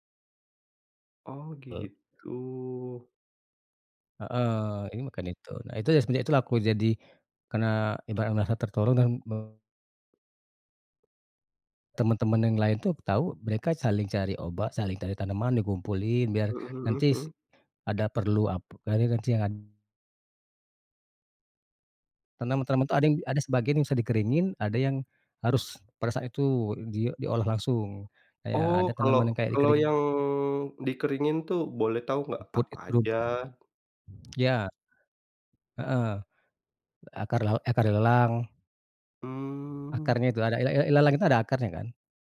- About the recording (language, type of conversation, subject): Indonesian, podcast, Apa momen paling berkesan saat kamu menjalani hobi?
- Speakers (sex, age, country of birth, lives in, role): male, 30-34, Indonesia, Indonesia, host; male, 40-44, Indonesia, Indonesia, guest
- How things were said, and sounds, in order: other background noise; "nanti" said as "nantis"; unintelligible speech